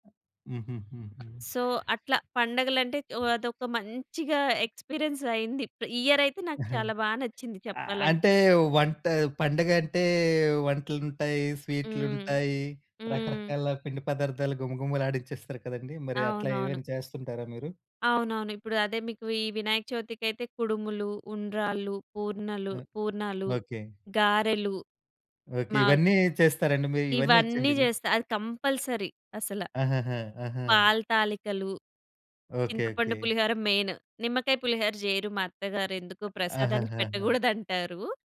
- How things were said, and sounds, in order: other background noise; in English: "సో"; in English: "ఎక్స్‌పీరియన్స్"; in English: "ఇయర్"; chuckle; in English: "కంపల్సరీ"; in English: "మెయిన్"
- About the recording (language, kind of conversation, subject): Telugu, podcast, పండగలకు సిద్ధమయ్యే సమయంలో ఇంటి పనులు ఎలా మారుతాయి?